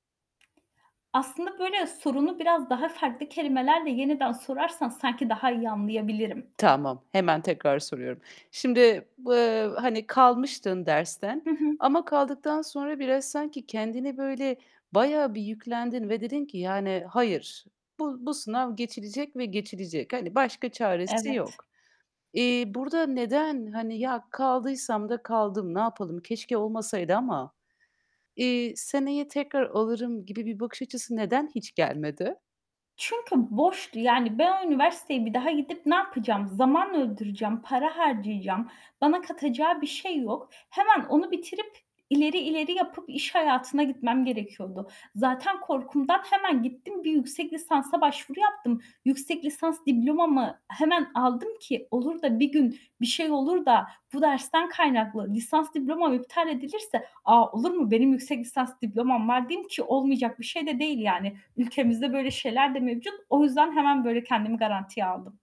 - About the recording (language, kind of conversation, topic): Turkish, podcast, Tam vaktinde karşıma çıkan bir fırsatı nasıl yakaladım?
- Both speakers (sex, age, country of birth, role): female, 30-34, Turkey, guest; female, 30-34, Turkey, host
- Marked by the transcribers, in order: static; tapping